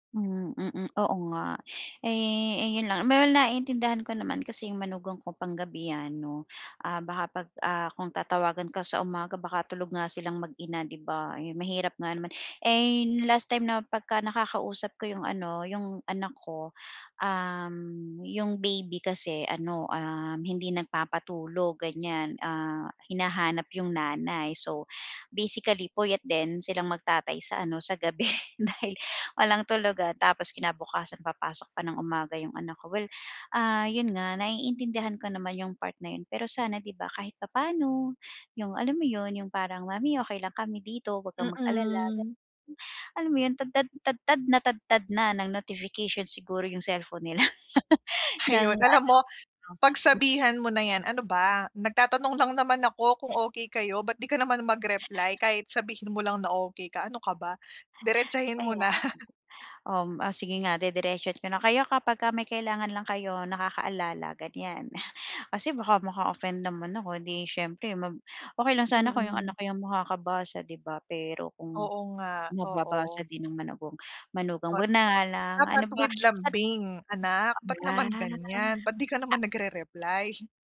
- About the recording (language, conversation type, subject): Filipino, advice, Paano ko mapananatili ang koneksyon ko sa mga tao habang nagbabago ang mundo?
- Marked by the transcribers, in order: chuckle; laugh; other background noise; chuckle; unintelligible speech